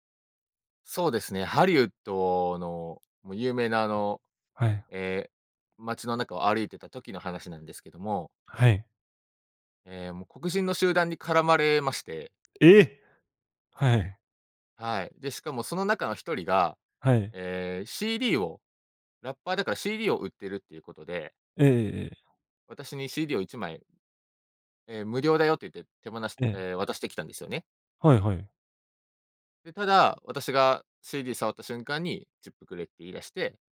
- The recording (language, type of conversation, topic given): Japanese, podcast, 初めての一人旅で学んだことは何ですか？
- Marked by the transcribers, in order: other noise; surprised: "え、はい"; other background noise